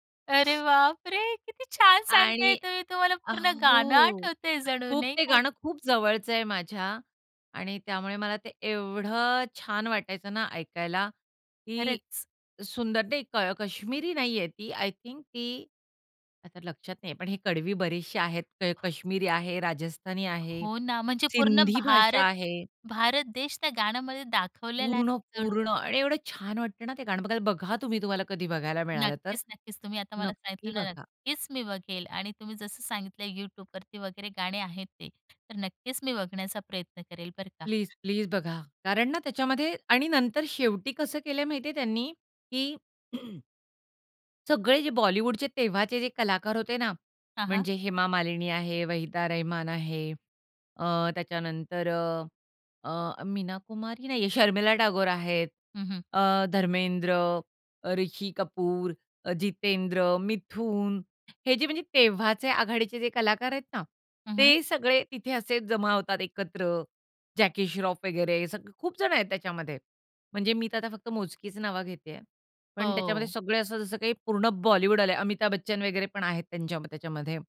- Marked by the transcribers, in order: laughing while speaking: "अरे बापरे! किती छान सांगताय … जणू नाही का?"; other background noise; tapping; throat clearing
- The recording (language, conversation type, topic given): Marathi, podcast, लहानपणी ऐकलेल्या गाण्यांबद्दल तुम्हाला काय आठवतं?